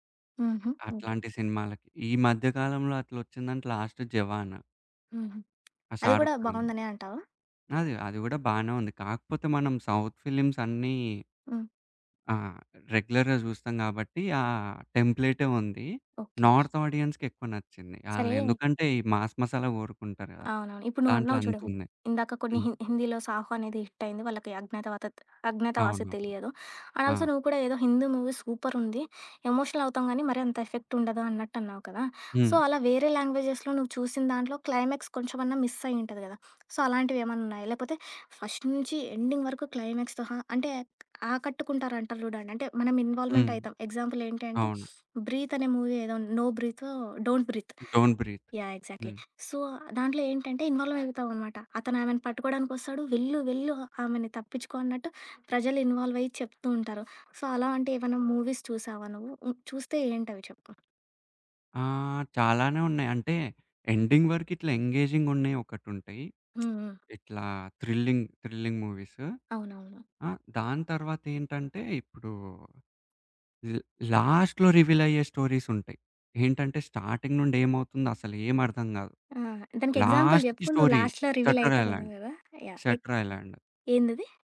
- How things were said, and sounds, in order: in English: "లాస్ట్"; tapping; in English: "సౌత్ ఫిల్మ్స్"; in English: "రెగ్యులర్‌గా"; in English: "నార్త్ ఆడియన్స్‌కి"; other background noise; in English: "మాస్ మసాలా"; in English: "హిట్"; in English: "అండ్ ఆల్సో"; in English: "మూవీ"; in English: "ఎమోషనల్"; in English: "ఎఫెక్ట్"; in English: "సో"; in English: "లాంగ్వేజెస్‌లో"; in English: "క్లైమాక్స్"; in English: "మిస్"; in English: "సో"; in English: "ఫస్ట్"; in English: "ఎండింగ్"; in English: "క్లైమాక్స్‌తో"; in English: "ఇన్వాల్వ్‌మెంట్"; in English: "ఎగ్జాంపుల్"; sniff; in English: "మూవీ"; in English: "ఎగ్జాక్ట్‌లీ. సో"; in English: "ఇన్వాల్వ్"; in English: "ఇన్వాల్వ్"; in English: "సో"; in English: "మూవీస్"; in English: "ఎండింగ్"; in English: "ఎంగేజింగ్"; lip smack; in English: "థ్రిల్లింగ్, థ్రిల్లింగ్ మూవీస్"; in English: "లాస్ట్‌లో రివీల్"; in English: "స్టోరీస్"; in English: "స్టార్టింగ్"; in English: "ఎగ్జాంపుల్"; in English: "లాస్ట్‌లో స్టోరీ"; in English: "లాస్ట్‌లో రివీల్"
- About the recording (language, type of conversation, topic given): Telugu, podcast, సినిమా ముగింపు ప్రేక్షకుడికి సంతృప్తిగా అనిపించాలంటే ఏమేం విషయాలు దృష్టిలో పెట్టుకోవాలి?